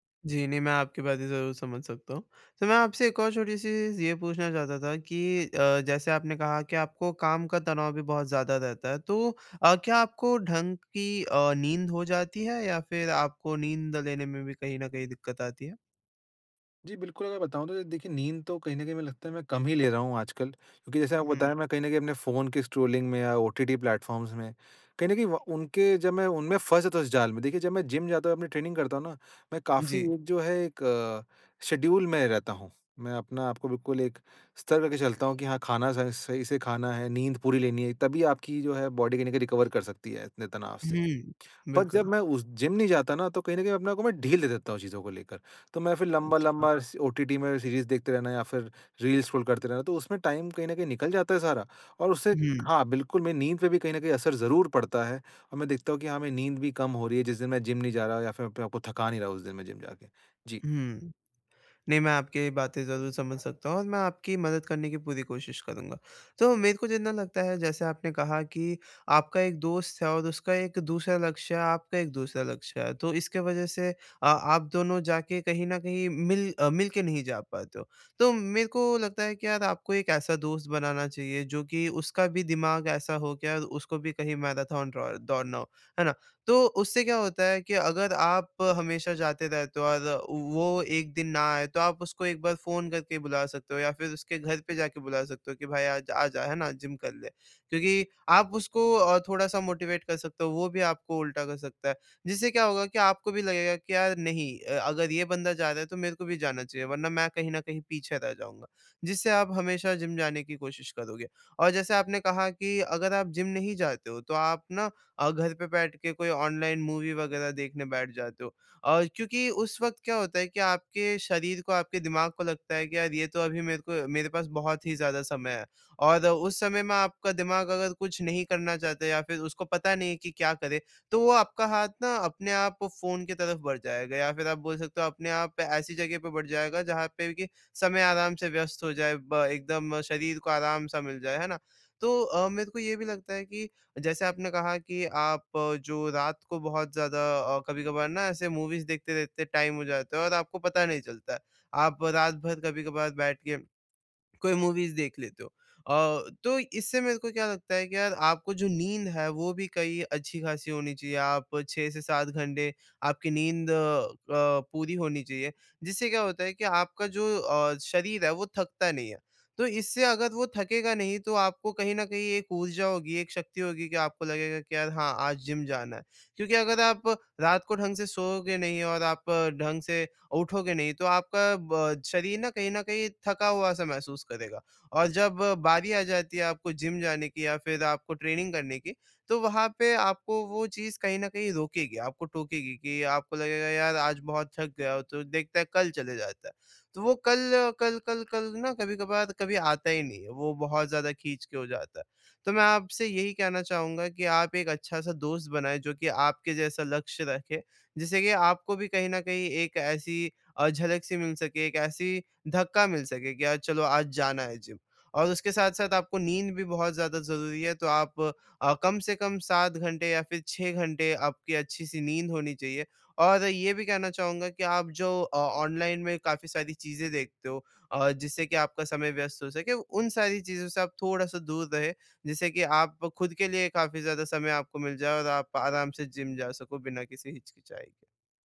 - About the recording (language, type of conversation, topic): Hindi, advice, मैं अपनी ट्रेनिंग में प्रेरणा और प्रगति कैसे वापस ला सकता/सकती हूँ?
- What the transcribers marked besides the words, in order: in English: "स्ट्रॉलिंग"; in English: "प्लेटफॉर्म्स"; in English: "ट्रेनिंग"; in English: "शेड्यूल"; in English: "बॉडी"; in English: "रिकवर"; in English: "बट"; in English: "सीरीज़"; in English: "रील्स स्क्रॉल"; in English: "टाइम"; in English: "मोटिवेट"; in English: "मूवी"; in English: "मूवीज़"; in English: "टाइम"; in English: "मूवीज़"; in English: "ट्रेनिंग"